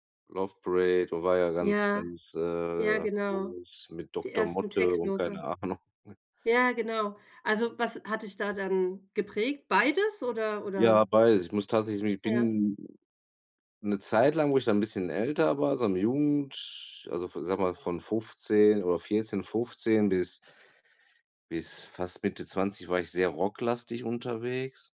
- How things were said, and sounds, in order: laughing while speaking: "Ahnung"
- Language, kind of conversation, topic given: German, unstructured, Wie beeinflusst Musik deine Stimmung?